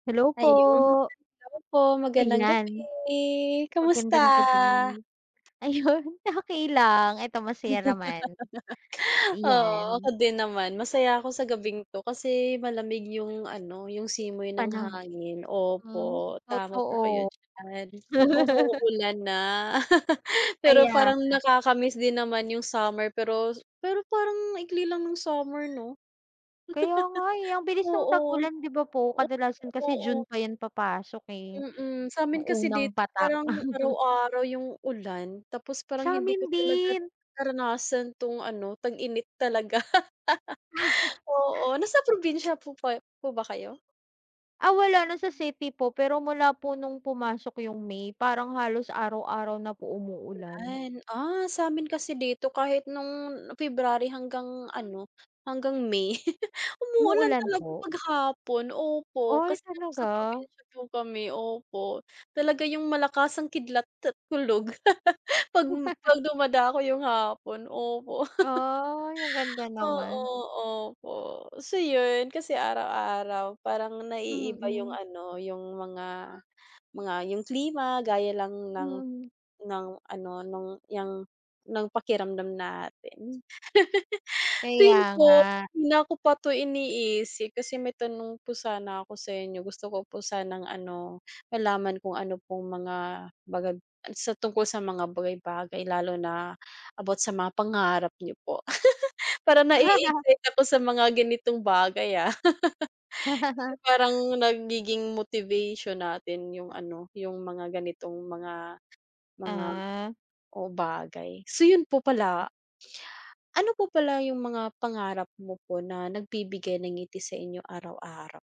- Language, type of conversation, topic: Filipino, unstructured, Ano ang mga pangarap mo na nagbibigay ng ngiti sa bawat araw mo?
- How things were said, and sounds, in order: other background noise; laughing while speaking: "Ayun, okey"; laugh; laugh; laugh; chuckle; chuckle; laugh; chuckle; laugh; laugh; laugh; alarm; giggle; laugh; laugh